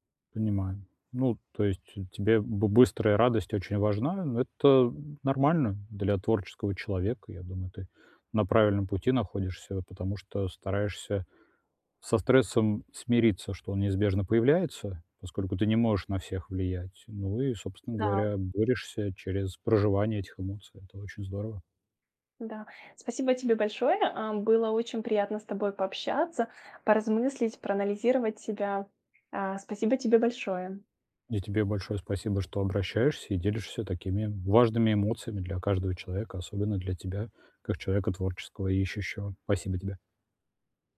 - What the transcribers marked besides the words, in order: tapping
- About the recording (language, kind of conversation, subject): Russian, advice, Как мне управлять стрессом, не борясь с эмоциями?